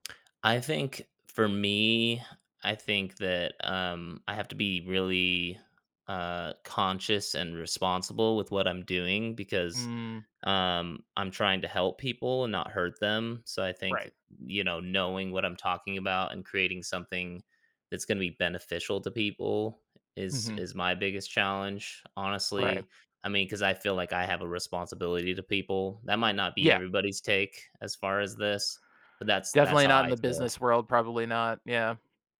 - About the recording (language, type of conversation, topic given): English, advice, How can I make a good impression at my new job?
- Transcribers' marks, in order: tapping